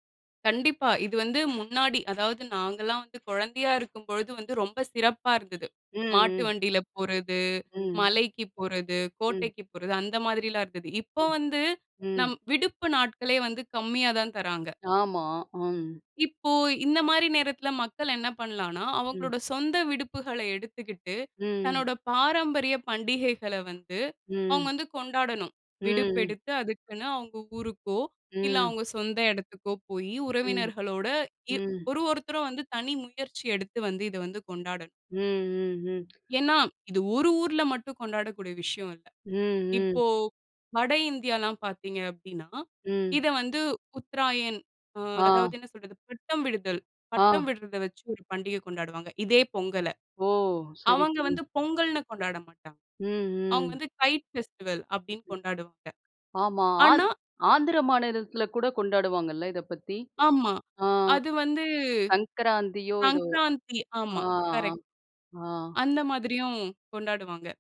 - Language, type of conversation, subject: Tamil, podcast, பண்டிகைகள் பருவங்களோடு எப்படி இணைந்திருக்கின்றன என்று சொல்ல முடியுமா?
- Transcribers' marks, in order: other noise; in Hindi: "உத்தராயண்"; in English: "கைட் ஃபெஸ்டிவல்"; other background noise; in English: "கரெக்ட்"